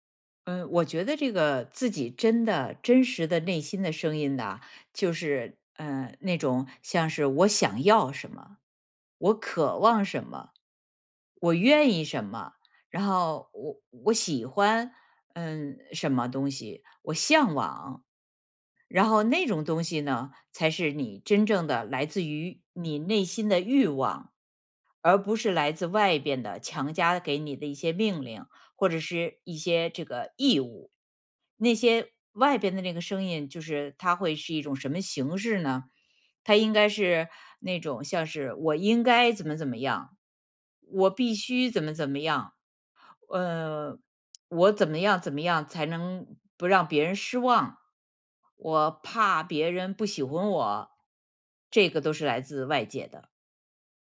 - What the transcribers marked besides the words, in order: none
- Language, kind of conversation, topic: Chinese, podcast, 你如何辨别内心的真实声音？